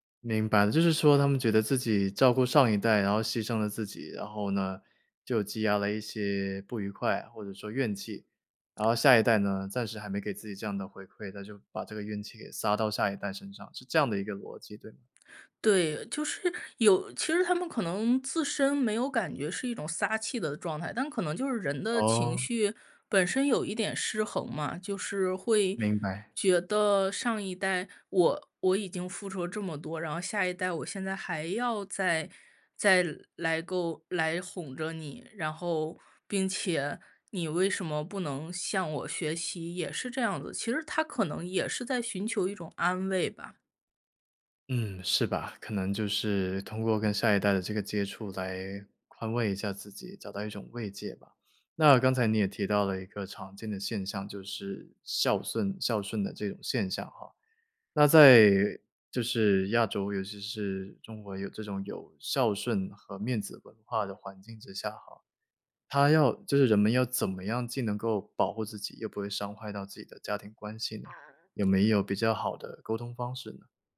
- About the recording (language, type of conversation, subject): Chinese, podcast, 当被家人情绪勒索时你怎么办？
- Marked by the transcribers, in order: none